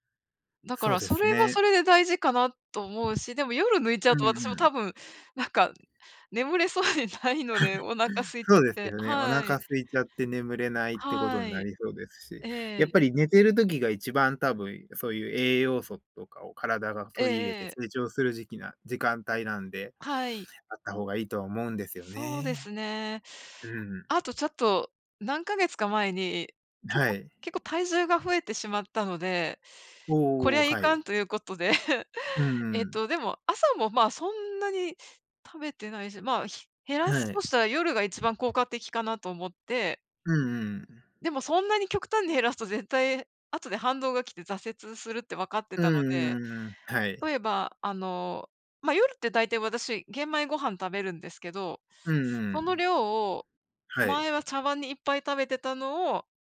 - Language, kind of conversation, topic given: Japanese, unstructured, 朝食と夕食では、どちらがより大切だと思いますか？
- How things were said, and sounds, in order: tapping; other background noise; laughing while speaking: "眠れそうにないので"; chuckle; chuckle